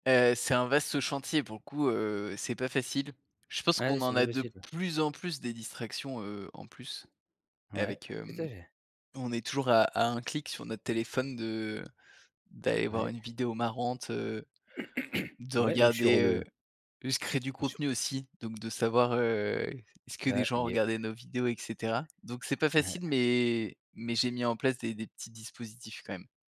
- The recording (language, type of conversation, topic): French, podcast, Comment limites-tu les distractions quand tu travailles à la maison ?
- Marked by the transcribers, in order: in English: "yeah"